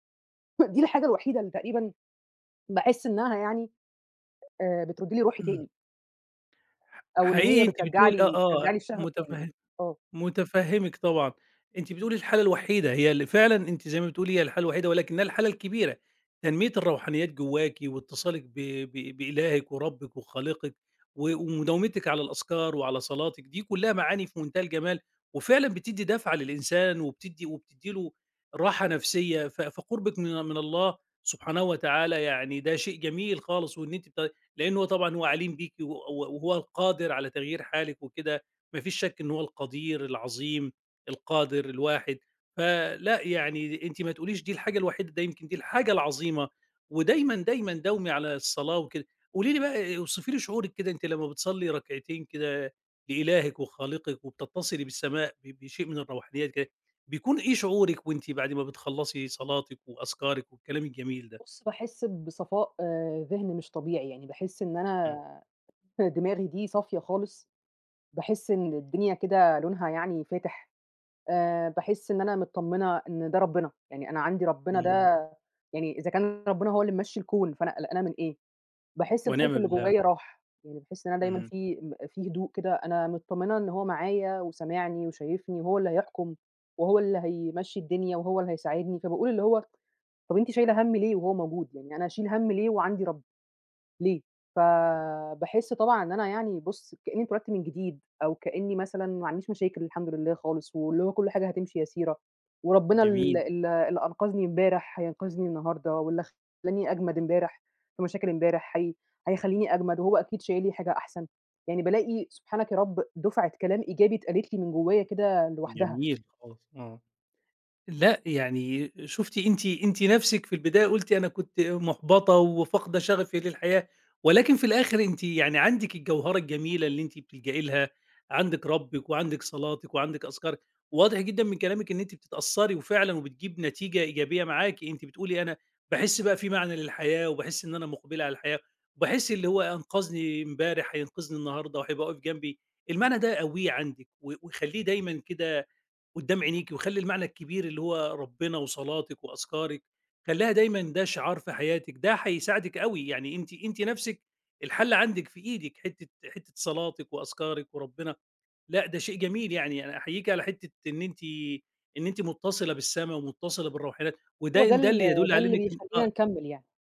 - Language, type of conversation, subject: Arabic, advice, إزاي فقدت الشغف والهوايات اللي كانت بتدي لحياتي معنى؟
- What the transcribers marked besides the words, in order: tapping